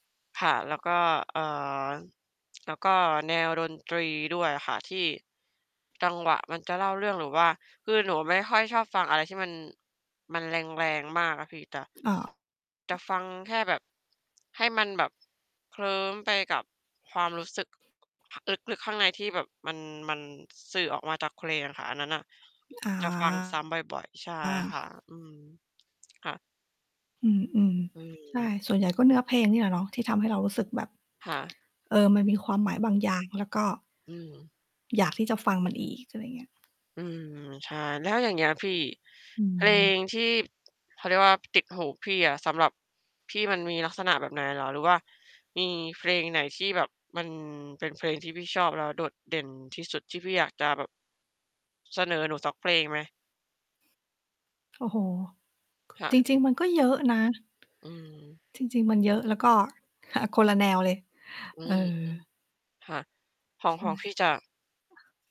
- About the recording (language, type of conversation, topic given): Thai, unstructured, ทำไมบางเพลงถึงติดหูและทำให้เราฟังซ้ำได้ไม่เบื่อ?
- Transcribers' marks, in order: other background noise; tapping; static; distorted speech; other noise